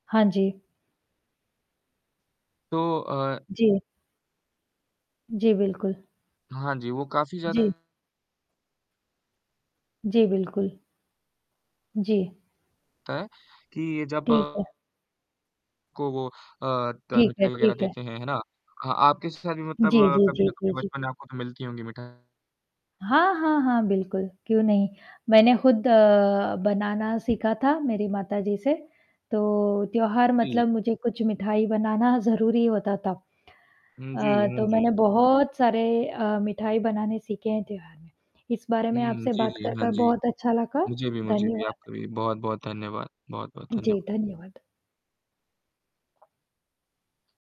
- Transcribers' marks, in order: static; distorted speech; other background noise
- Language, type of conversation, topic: Hindi, unstructured, आपके विचार में जीवन में त्योहारों का क्या महत्व है?